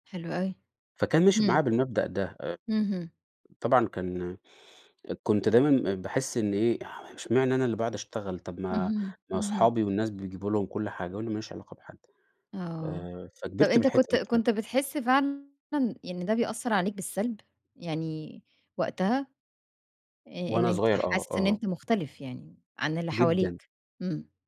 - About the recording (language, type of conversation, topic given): Arabic, podcast, إزاي بتوازن بين طموحك وحياتك الشخصية؟
- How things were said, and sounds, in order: unintelligible speech; tapping